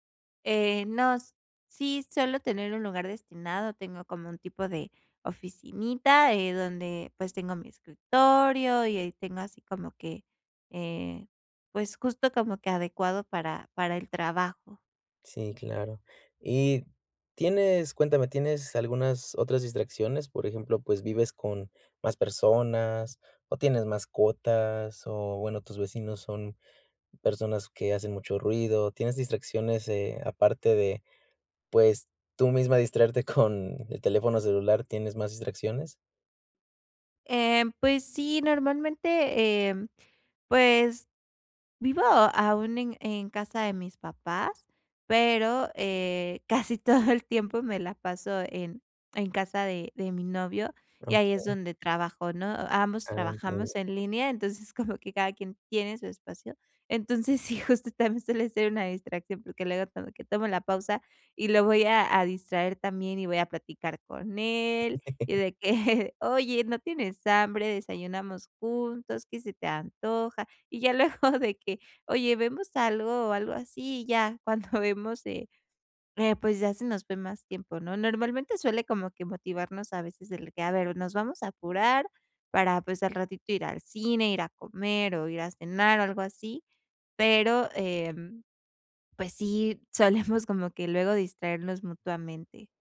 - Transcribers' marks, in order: laughing while speaking: "con"; laughing while speaking: "casi todo"; laughing while speaking: "como"; laughing while speaking: "sí, justo, también suele ser"; laughing while speaking: "que"; laugh; laughing while speaking: "luego"; laughing while speaking: "cuando vemos"; laughing while speaking: "solemos"
- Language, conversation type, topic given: Spanish, advice, ¿Cómo puedo reducir las distracciones y mantener la concentración por más tiempo?